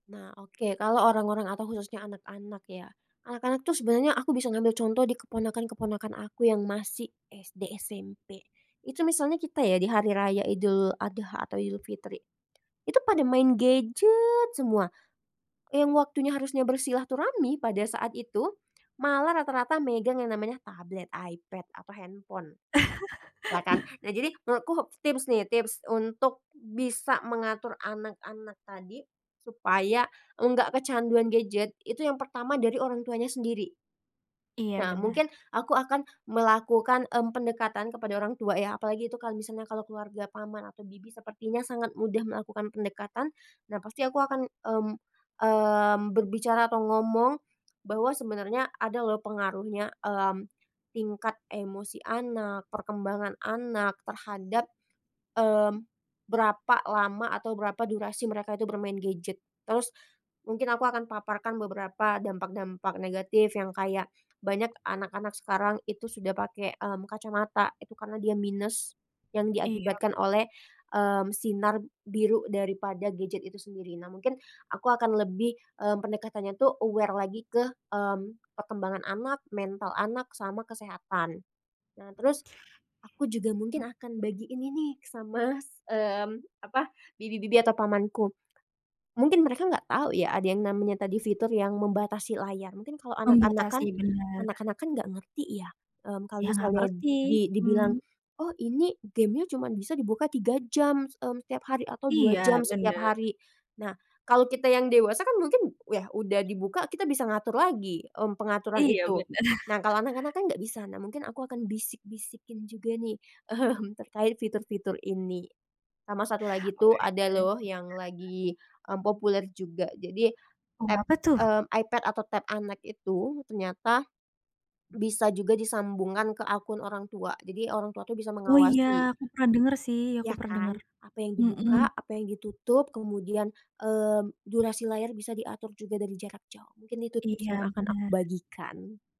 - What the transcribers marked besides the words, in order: put-on voice: "gadget"; laugh; tapping; put-on voice: "lah kan"; in English: "aware"; laughing while speaking: "sama"; other background noise; laughing while speaking: "benar"; laughing while speaking: "mmm"; unintelligible speech
- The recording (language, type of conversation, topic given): Indonesian, podcast, Bagaimana cara kamu mengelola kecanduan gawai atau media sosial?